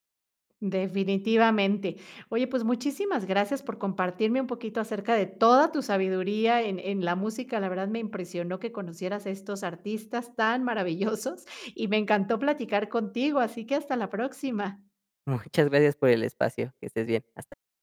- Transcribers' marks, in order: laughing while speaking: "tan maravillosos"
- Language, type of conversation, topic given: Spanish, podcast, ¿Qué canción te conecta con tu cultura?